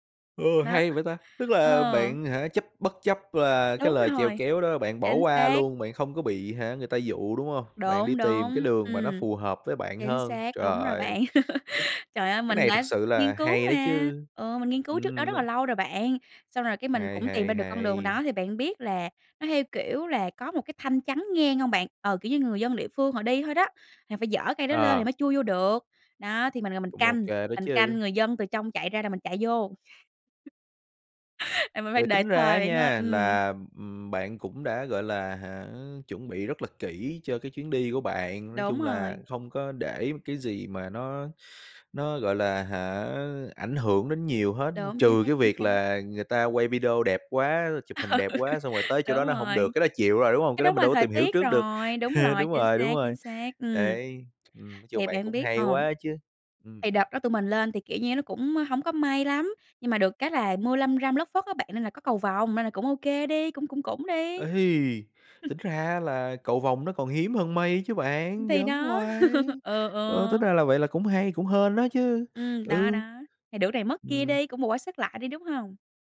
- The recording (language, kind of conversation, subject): Vietnamese, podcast, Chuyến đi nào đã thay đổi bạn nhiều nhất?
- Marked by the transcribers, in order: laugh; tapping; unintelligible speech; other background noise; laugh; chuckle; chuckle; laugh